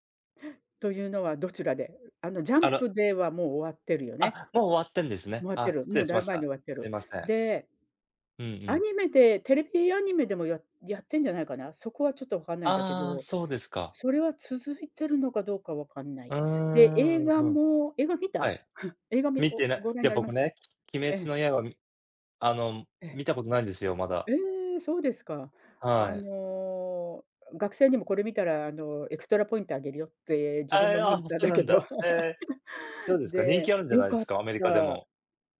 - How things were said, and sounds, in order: chuckle; tapping; laughing while speaking: "行ったんだけど"; chuckle
- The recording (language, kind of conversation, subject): Japanese, unstructured, 映画を観て泣いたことはありますか？それはどんな場面でしたか？